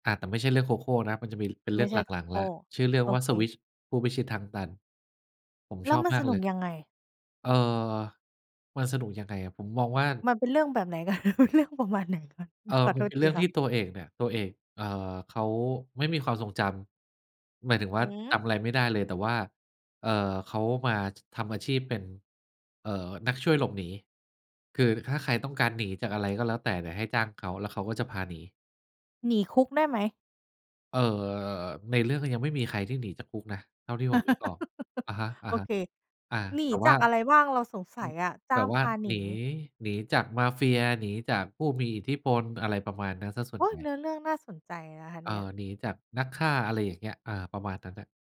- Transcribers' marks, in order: laughing while speaking: "กัน ? เนื้อเรื่องประมาณไหนคะ ?"; laugh
- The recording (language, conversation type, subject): Thai, podcast, คุณเริ่มกลับมาทำอีกครั้งได้อย่างไร?